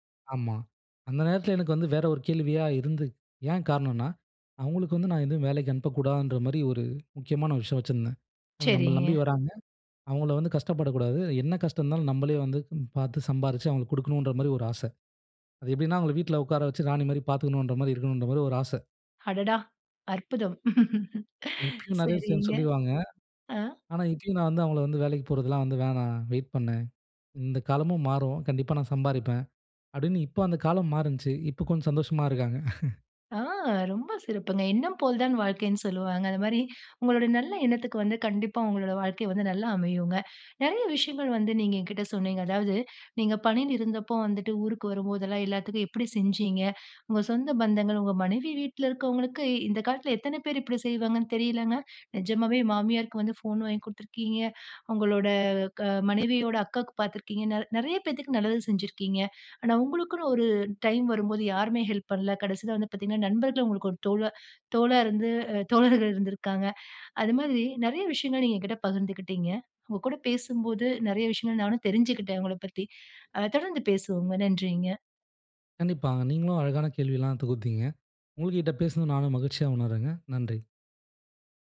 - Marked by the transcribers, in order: laugh; chuckle; other background noise; laughing while speaking: "அ தோழர்கள்"
- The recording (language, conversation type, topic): Tamil, podcast, பணியில் தோல்வி ஏற்பட்டால் உங்கள் அடையாளம் பாதிக்கப்படுமா?